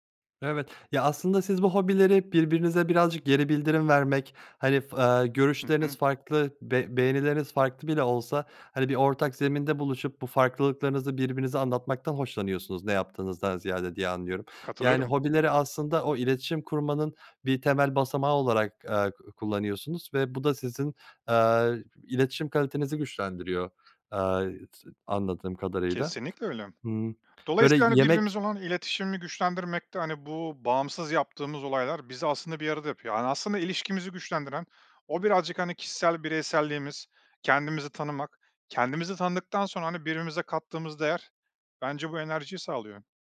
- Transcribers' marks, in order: none
- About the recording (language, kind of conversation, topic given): Turkish, podcast, Yeni bir hobiye zaman ayırmayı nasıl planlarsın?